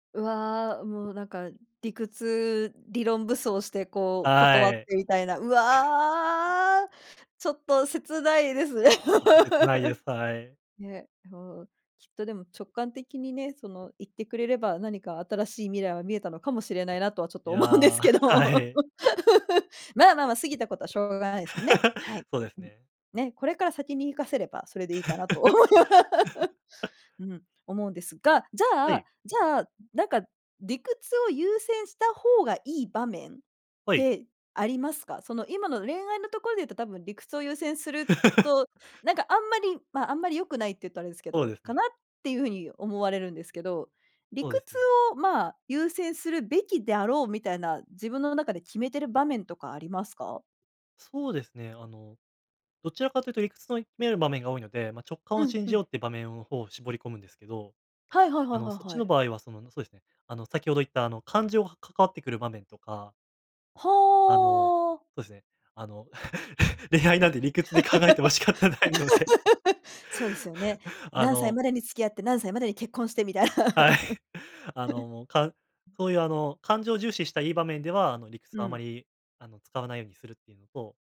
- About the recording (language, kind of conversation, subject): Japanese, podcast, 直感と理屈、どちらを信じますか？
- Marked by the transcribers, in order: laughing while speaking: "切ないですね"; other noise; laugh; laughing while speaking: "思うんですけど"; laugh; laughing while speaking: "はい"; laugh; laugh; laughing while speaking: "思いま"; laugh; laugh; laughing while speaking: "恋愛なんて理屈で考えても仕方ないので"; laugh; laughing while speaking: "はい"; laugh